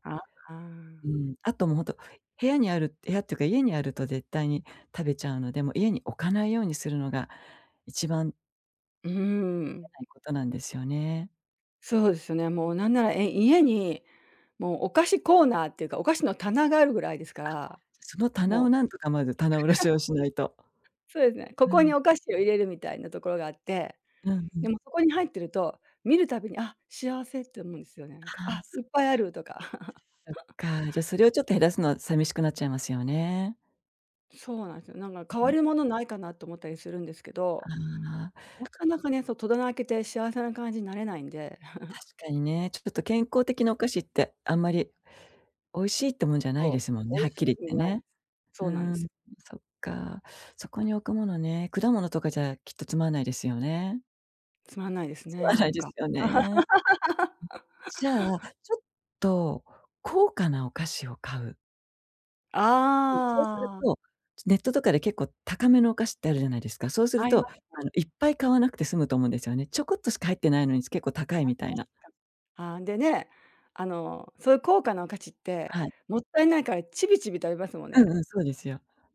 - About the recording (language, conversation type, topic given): Japanese, advice, 買い物で一時的な幸福感を求めてしまう衝動買いを減らすにはどうすればいいですか？
- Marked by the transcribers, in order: tapping; laugh; chuckle; chuckle; other background noise; "つまらない" said as "つまない"; laugh